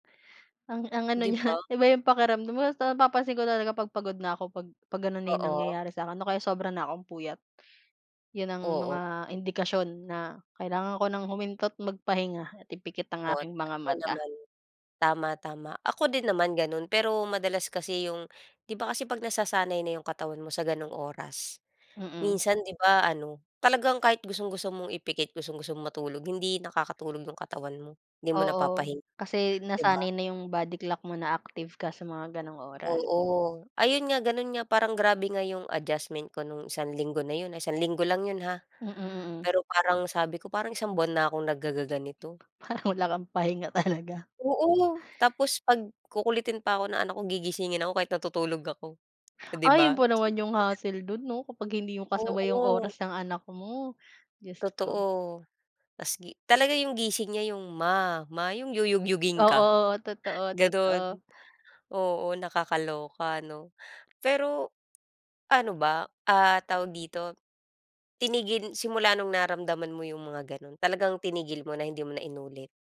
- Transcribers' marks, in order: other background noise
- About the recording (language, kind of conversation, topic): Filipino, unstructured, Naranasan mo na bang mapagod nang sobra dahil sa labis na trabaho, at paano mo ito hinarap?